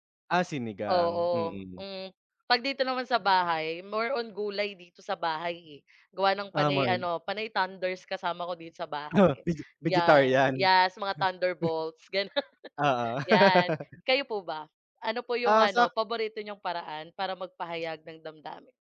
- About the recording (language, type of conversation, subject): Filipino, unstructured, Ano ang paborito mong paraan ng pagpapahayag ng damdamin?
- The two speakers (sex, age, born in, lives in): female, 25-29, Philippines, Philippines; male, 30-34, Philippines, Philippines
- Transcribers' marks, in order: laughing while speaking: "Oo"; in English: "thunder bolts"; chuckle; laugh